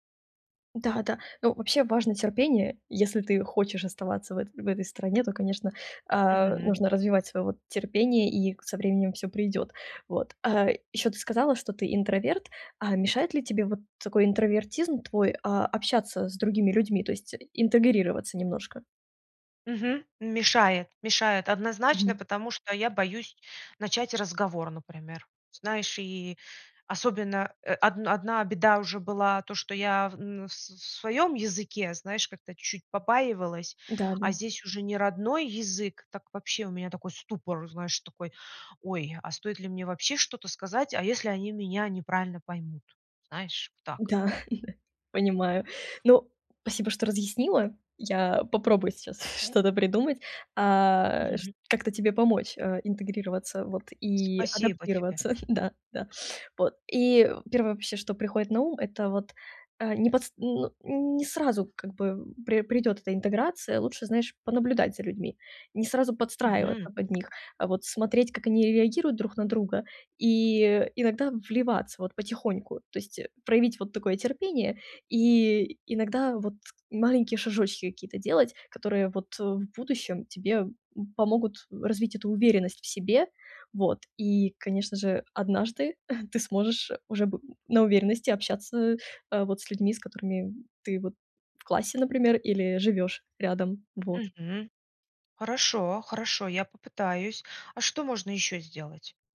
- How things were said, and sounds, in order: tapping; laughing while speaking: "Да-да"; other background noise
- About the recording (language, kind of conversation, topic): Russian, advice, Как быстрее привыкнуть к новым нормам поведения после переезда в другую страну?